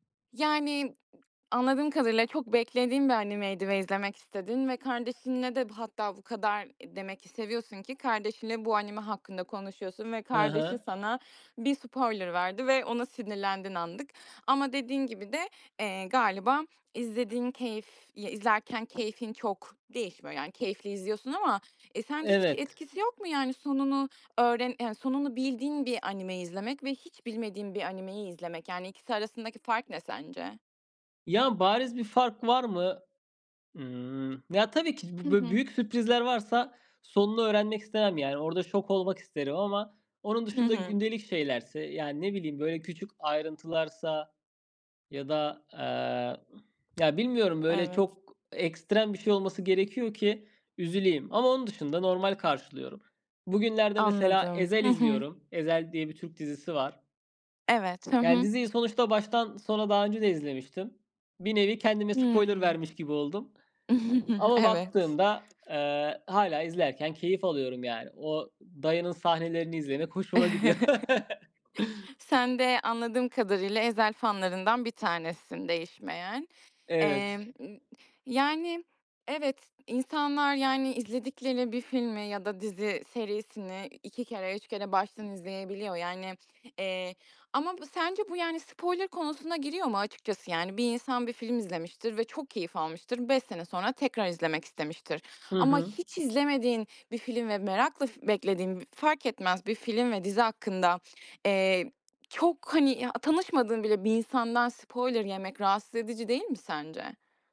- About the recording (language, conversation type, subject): Turkish, podcast, Spoiler alınca genelde nasıl tepki verirsin, paylaşılmasından rahatsız olur musun?
- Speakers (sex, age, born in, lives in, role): female, 25-29, Turkey, Ireland, host; male, 30-34, Turkey, Ireland, guest
- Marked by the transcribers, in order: other background noise; chuckle; tapping; chuckle; laugh; other noise; background speech